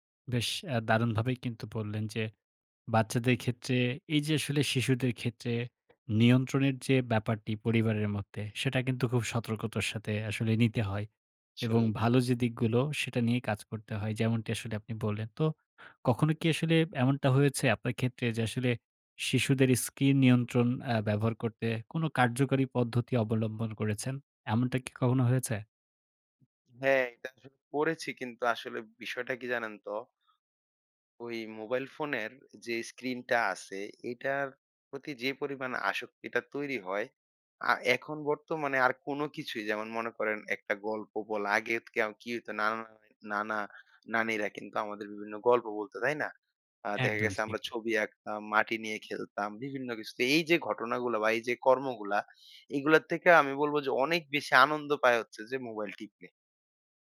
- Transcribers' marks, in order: "আসলেই" said as "সলেই"; "স্ক্রিন" said as "স্কিন"
- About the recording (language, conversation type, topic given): Bengali, podcast, শিশুদের স্ক্রিন টাইম নিয়ন্ত্রণে সাধারণ কোনো উপায় আছে কি?